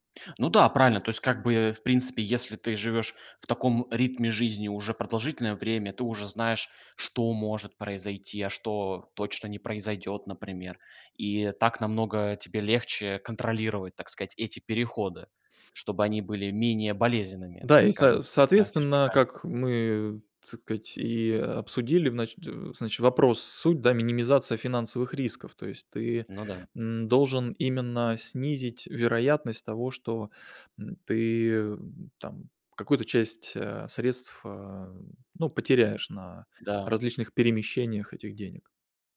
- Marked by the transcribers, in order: unintelligible speech
- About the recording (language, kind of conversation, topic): Russian, podcast, Как минимизировать финансовые риски при переходе?
- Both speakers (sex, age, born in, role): male, 20-24, Russia, host; male, 45-49, Russia, guest